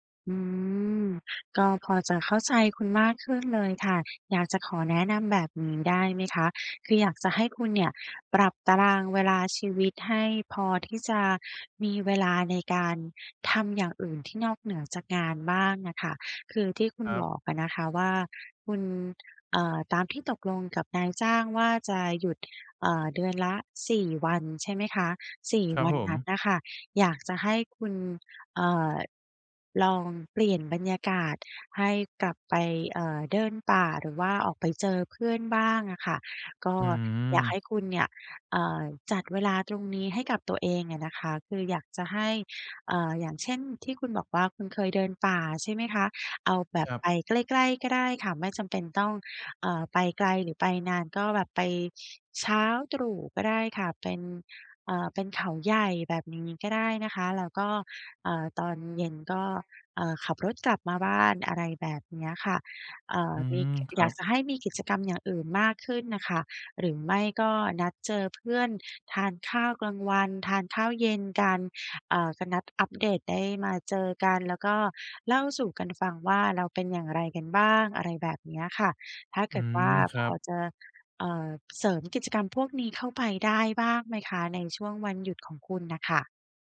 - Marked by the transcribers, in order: none
- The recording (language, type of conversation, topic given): Thai, advice, ฉันจะรู้สึกเห็นคุณค่าในตัวเองได้อย่างไร โดยไม่เอาผลงานมาเป็นตัวชี้วัด?